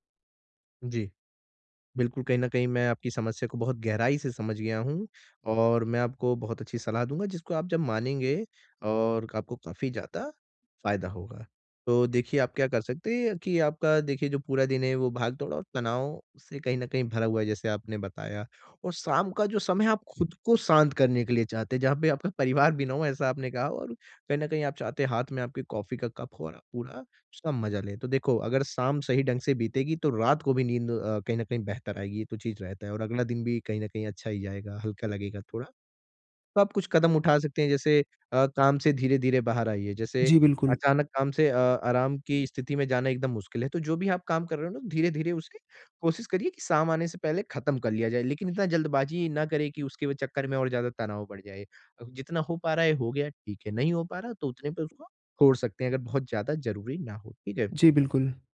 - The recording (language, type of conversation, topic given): Hindi, advice, मैं शाम को शांत और आरामदायक दिनचर्या कैसे बना सकता/सकती हूँ?
- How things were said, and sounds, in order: tapping